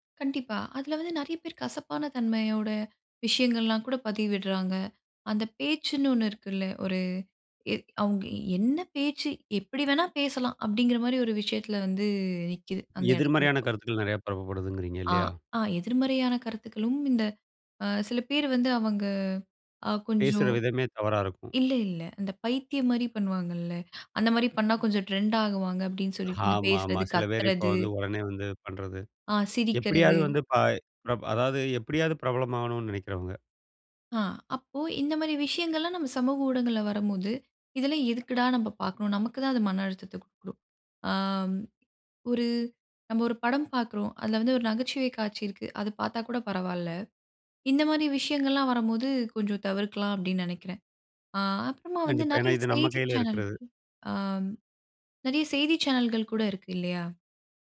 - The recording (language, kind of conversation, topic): Tamil, podcast, தொலைபேசி மற்றும் சமூக ஊடக பயன்பாட்டைக் கட்டுப்படுத்த நீங்கள் என்னென்ன வழிகள் பின்பற்றுகிறீர்கள்?
- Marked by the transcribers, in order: other background noise; chuckle